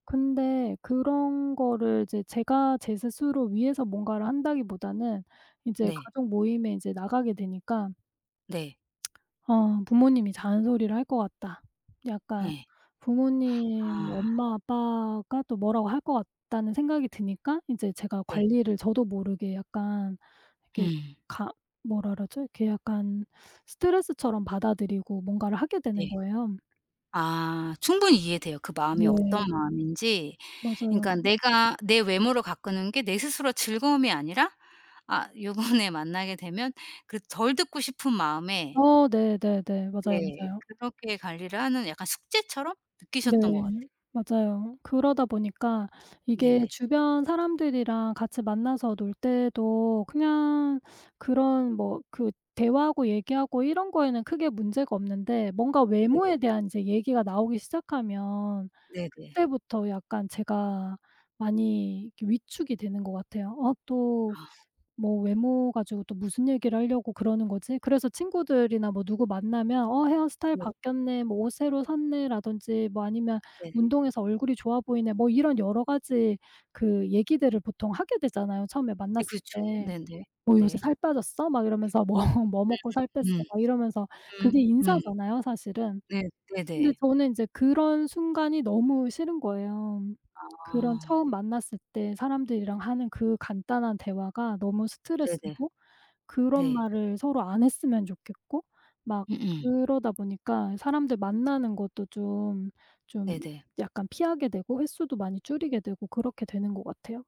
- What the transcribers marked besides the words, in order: lip smack; other background noise; laughing while speaking: "뭐"; tapping
- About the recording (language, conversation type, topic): Korean, advice, 가족에게 반복적으로 비난받아 자존감이 떨어졌을 때 어떻게 대처하면 좋을까요?